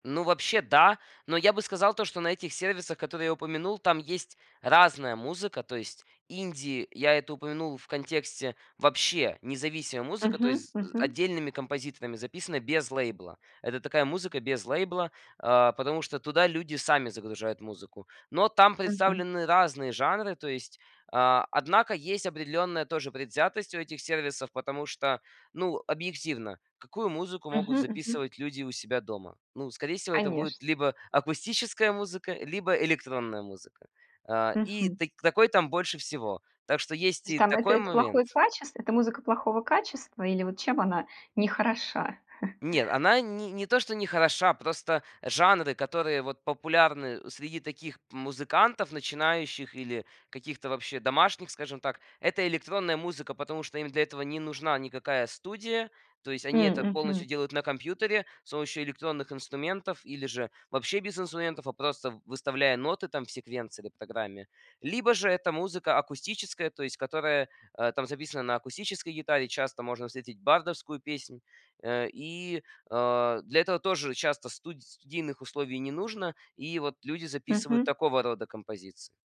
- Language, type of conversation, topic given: Russian, podcast, Что бы вы посоветовали тем, кто хочет обновить свой музыкальный вкус?
- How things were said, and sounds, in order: chuckle